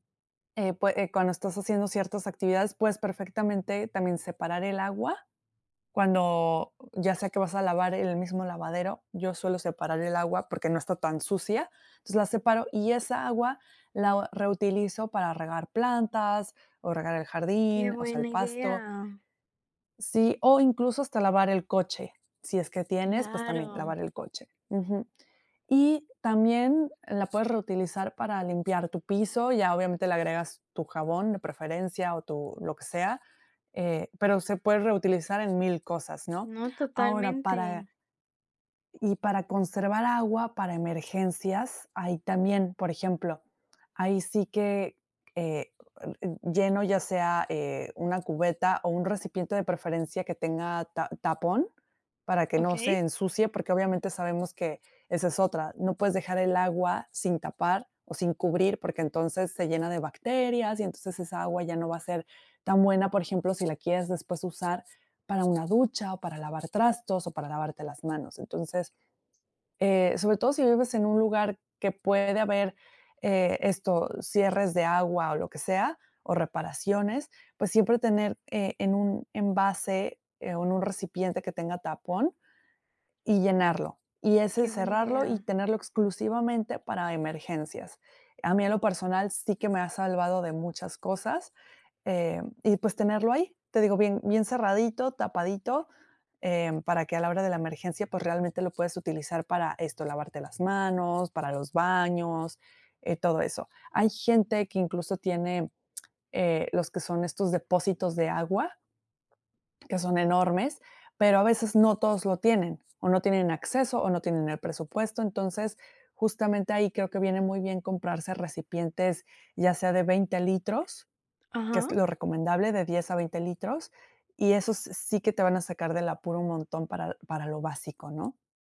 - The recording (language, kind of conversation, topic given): Spanish, podcast, ¿Cómo motivarías a la gente a cuidar el agua?
- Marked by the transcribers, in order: other background noise; tapping